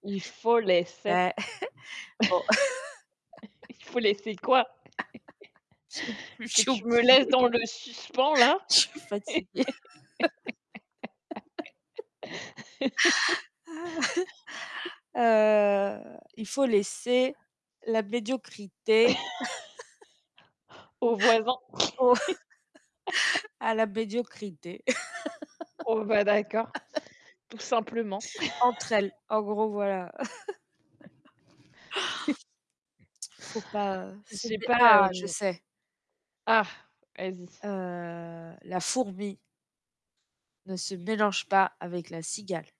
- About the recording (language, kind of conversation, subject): French, unstructured, Quels sont les avantages et les inconvénients du télétravail ?
- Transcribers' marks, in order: put-on voice: "Il faut laisser"; static; chuckle; distorted speech; laughing while speaking: "Je sais plus, j'ai oublié"; chuckle; laugh; chuckle; drawn out: "Heu"; put-on voice: "Il faut laisser la médiocrité"; laugh; tapping; chuckle; put-on voice: "au à la médiocrité"; chuckle; laugh; chuckle; other background noise; unintelligible speech; drawn out: "Heu"